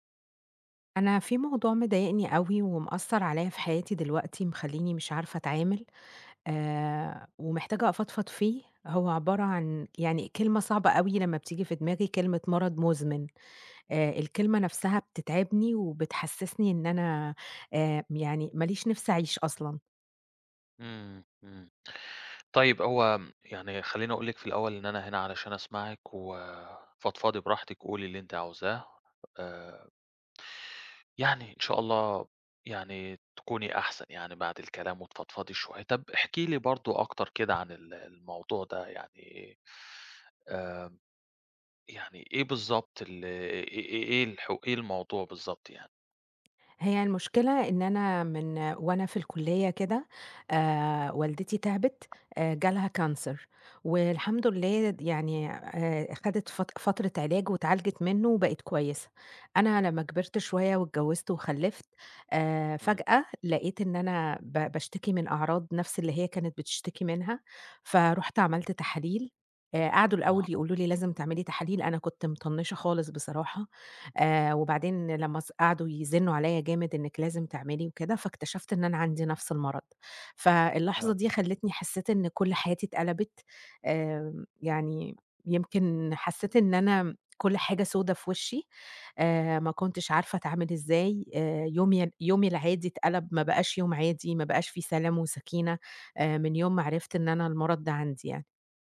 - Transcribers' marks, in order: tapping; in English: "كانسر"
- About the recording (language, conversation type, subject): Arabic, advice, إزاي بتتعامل مع المرض اللي بقاله معاك فترة ومع إحساسك إنك تايه ومش عارف هدفك في الحياة؟